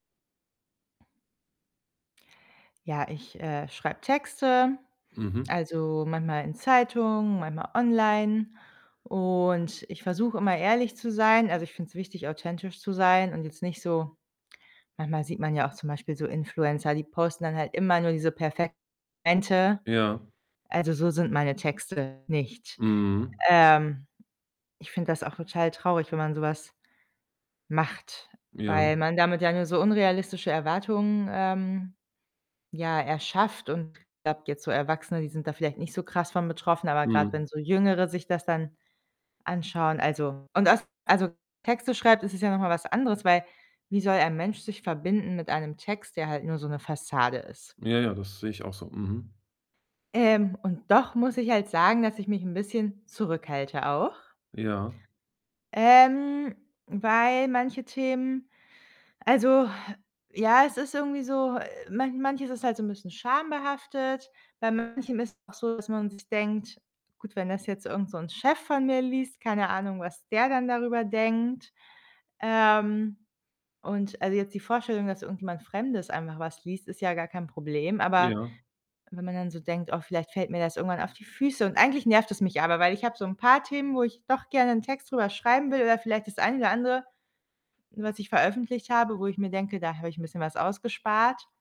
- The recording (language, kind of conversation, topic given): German, advice, Wie zeigt sich deine Angst vor öffentlicher Kritik und Bewertung?
- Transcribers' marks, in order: distorted speech; static; other background noise